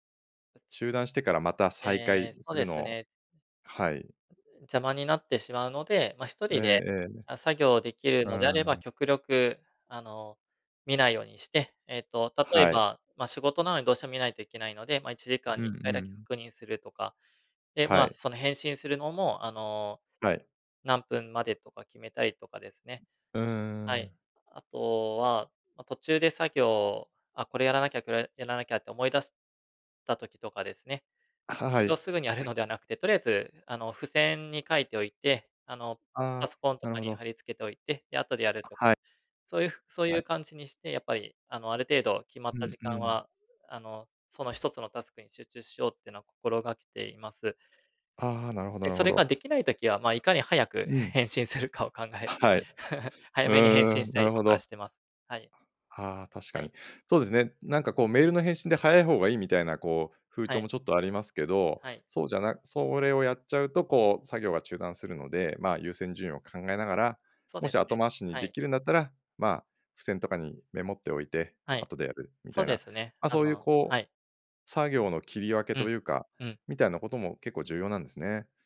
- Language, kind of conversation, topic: Japanese, podcast, 一人で作業するときに集中するコツは何ですか？
- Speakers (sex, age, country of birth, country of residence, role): male, 35-39, Japan, Japan, guest; male, 50-54, Japan, Japan, host
- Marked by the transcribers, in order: unintelligible speech; unintelligible speech; other background noise; laughing while speaking: "返信するかを考えて"; chuckle